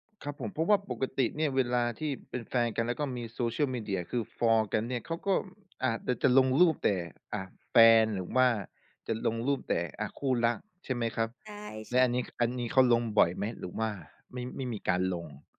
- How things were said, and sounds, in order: none
- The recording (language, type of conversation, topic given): Thai, podcast, คุณเคยเปลี่ยนตัวเองเพื่อให้เข้ากับคนอื่นไหม?